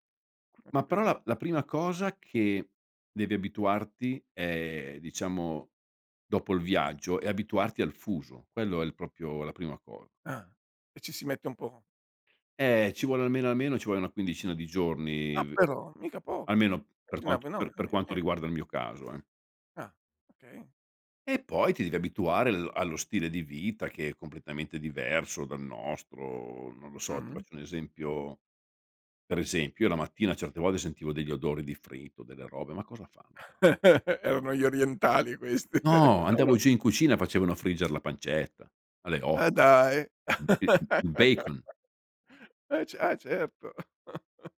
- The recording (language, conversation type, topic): Italian, podcast, Quale persona che hai incontrato ti ha spinto a provare qualcosa di nuovo?
- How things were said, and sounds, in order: other background noise; "proprio" said as "propio"; unintelligible speech; chuckle; chuckle; tapping; chuckle; chuckle